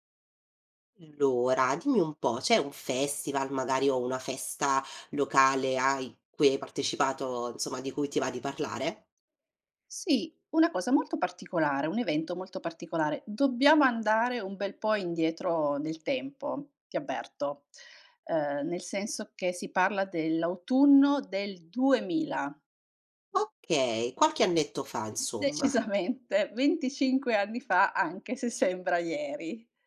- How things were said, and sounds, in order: "insomma" said as "nsomma"; tapping; laughing while speaking: "Decisamente"
- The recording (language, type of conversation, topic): Italian, podcast, Raccontami di una festa o di un festival locale a cui hai partecipato: che cos’era e com’è stata l’esperienza?
- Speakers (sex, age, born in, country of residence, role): female, 30-34, Italy, Italy, host; female, 45-49, Italy, Italy, guest